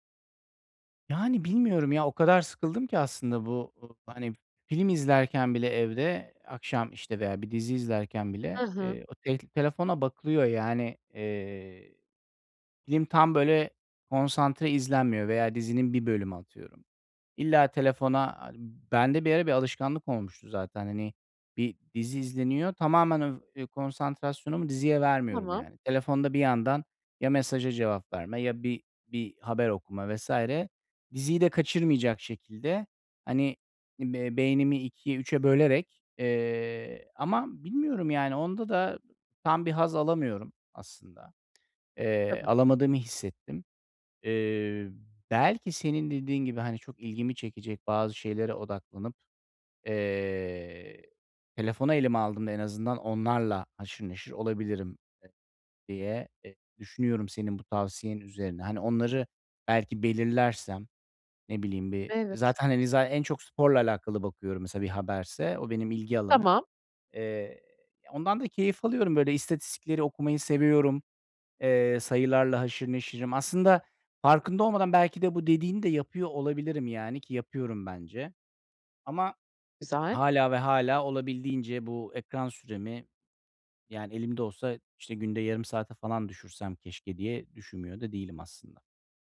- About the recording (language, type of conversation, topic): Turkish, advice, Evde film izlerken veya müzik dinlerken teknolojinin dikkatimi dağıtmasını nasıl azaltıp daha rahat edebilirim?
- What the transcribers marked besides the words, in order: other background noise